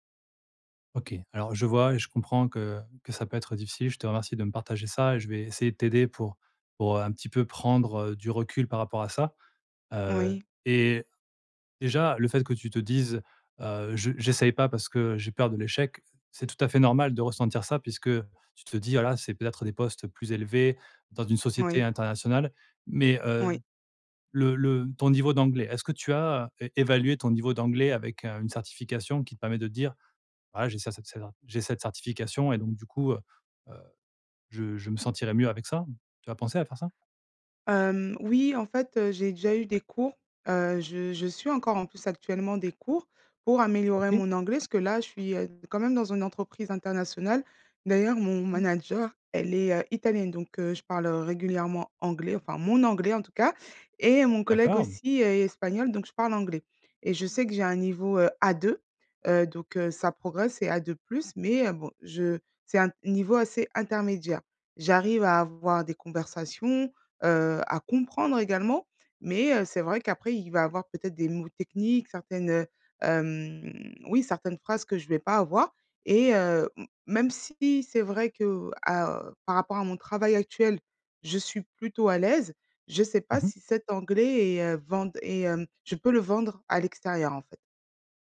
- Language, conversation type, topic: French, advice, Comment puis-je surmonter ma peur du rejet et me décider à postuler à un emploi ?
- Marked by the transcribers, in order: other background noise; drawn out: "hem"